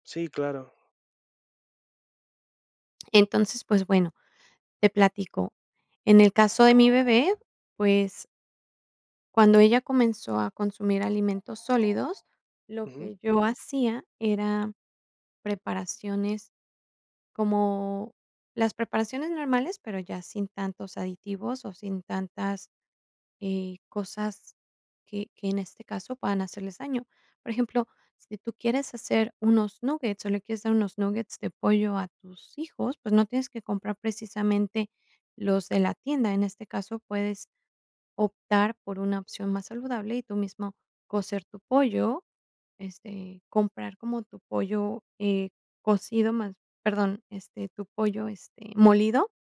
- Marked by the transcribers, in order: alarm
- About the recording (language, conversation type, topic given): Spanish, podcast, ¿Cómo improvisas cuando te faltan ingredientes?